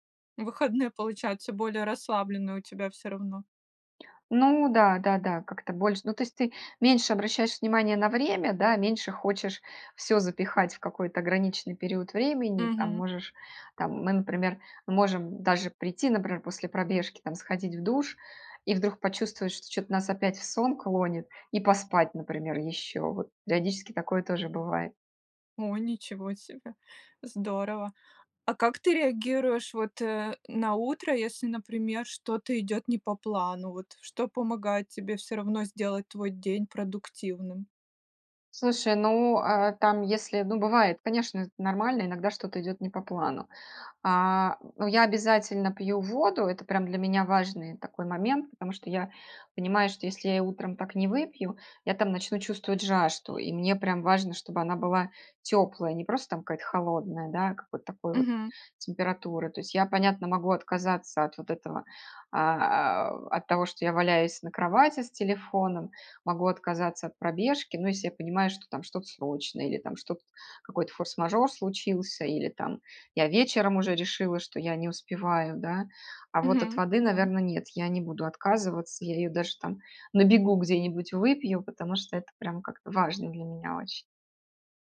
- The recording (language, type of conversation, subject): Russian, podcast, Как вы начинаете день, чтобы он был продуктивным и здоровым?
- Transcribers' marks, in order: none